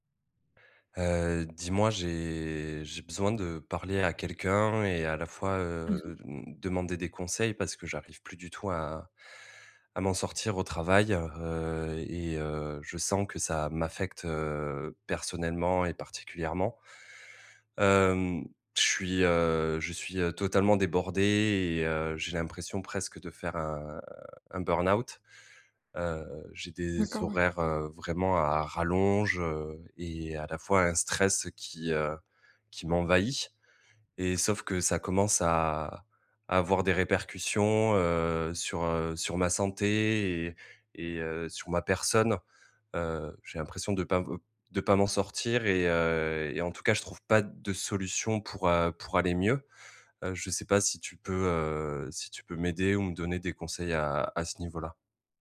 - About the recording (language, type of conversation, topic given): French, advice, Comment l’épuisement professionnel affecte-t-il votre vie personnelle ?
- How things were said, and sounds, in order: none